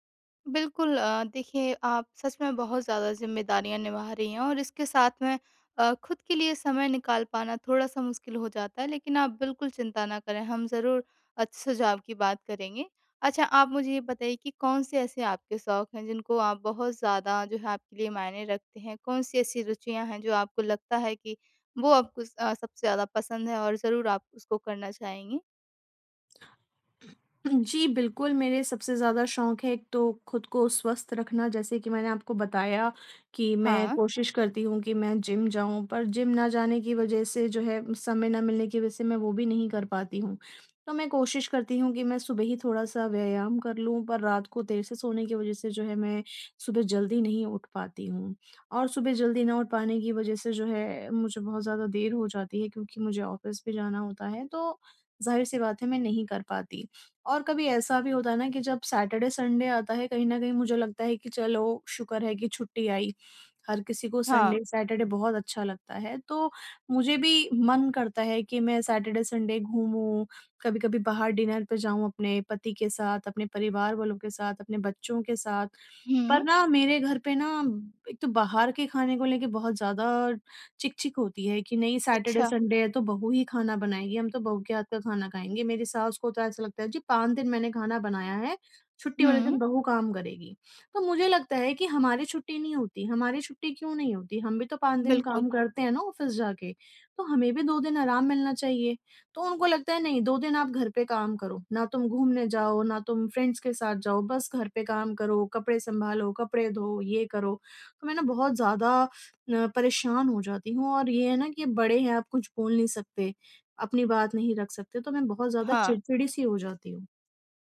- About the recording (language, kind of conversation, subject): Hindi, advice, समय की कमी होने पर मैं अपने शौक कैसे जारी रख सकता/सकती हूँ?
- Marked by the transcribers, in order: in English: "ऑफ़िस"; in English: "सैटरडे-संडे"; in English: "संडे-सैटरडे"; in English: "सैटरडे-संडे"; in English: "डिनर"; in English: "सैटरडे-संडे"; in English: "ऑफ़िस"; in English: "फ्रेंड्स"